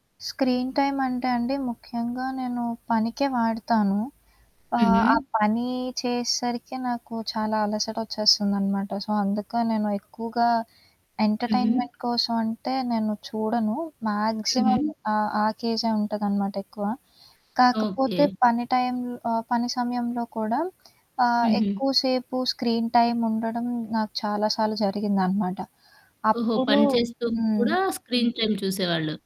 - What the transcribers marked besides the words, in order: static; in English: "స్క్రీన్ టైమ్"; in English: "సో"; in English: "ఎంటర్టైన్మెంట్"; in English: "మాక్సిమం"; in English: "స్క్రీన్ టైమ్"; other background noise; in English: "స్క్రీన్ టైమ్"
- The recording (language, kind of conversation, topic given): Telugu, podcast, మీరు రోజువారీ తెర వినియోగ సమయాన్ని ఎంతవరకు పరిమితం చేస్తారు, ఎందుకు?